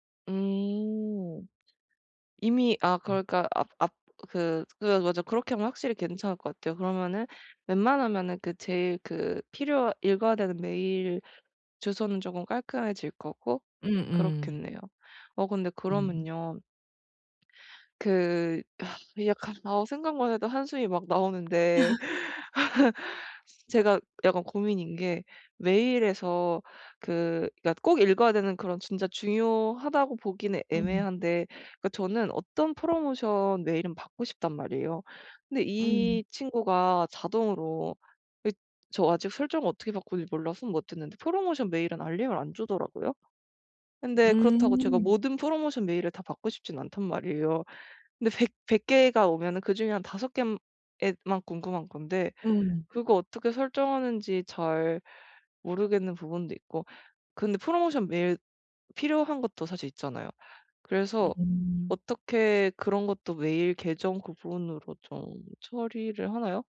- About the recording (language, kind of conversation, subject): Korean, advice, 이메일과 알림을 오늘부터 깔끔하게 정리하려면 어떻게 시작하면 좋을까요?
- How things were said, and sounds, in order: unintelligible speech; laugh; laughing while speaking: "약간"; laugh; tapping; other background noise